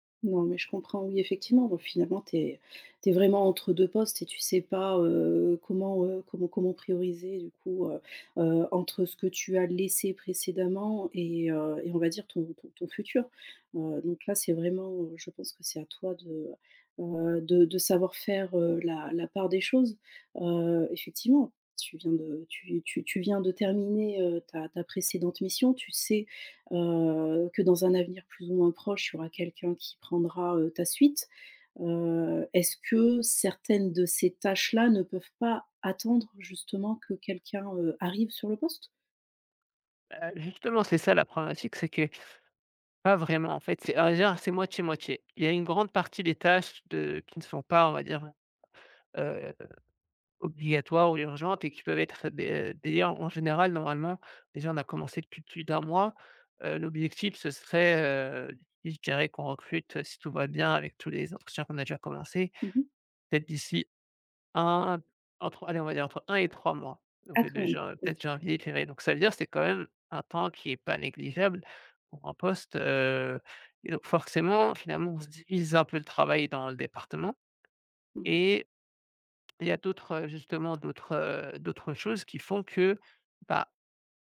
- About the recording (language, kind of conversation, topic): French, advice, Comment puis-je gérer l’accumulation de petites tâches distrayantes qui m’empêche d’avancer sur mes priorités ?
- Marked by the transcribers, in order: stressed: "laissé"; stressed: "suite"; stressed: "attendre"; stressed: "arrive"; unintelligible speech